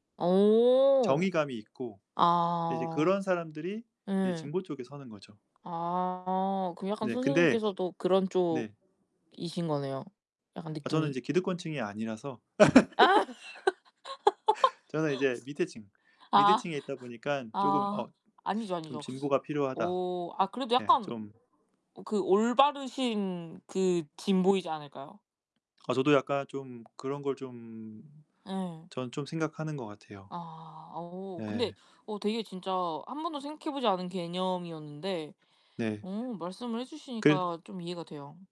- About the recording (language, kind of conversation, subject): Korean, unstructured, 가장 좋아하는 역사 인물은 누구인가요?
- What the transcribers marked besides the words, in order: distorted speech; laugh; laugh; tapping